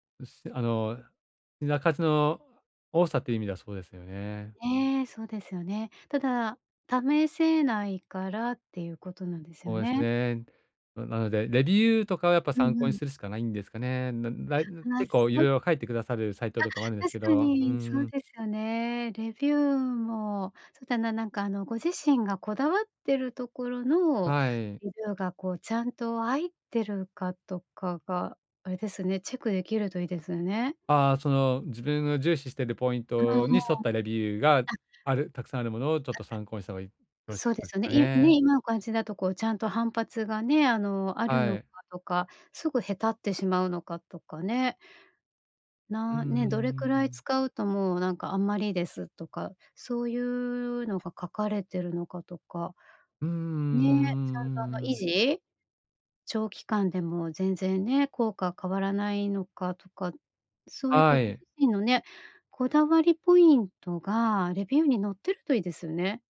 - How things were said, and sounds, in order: tapping; "レビュー" said as "レデュー"; other background noise
- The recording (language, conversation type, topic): Japanese, advice, 予算に合った賢い買い物術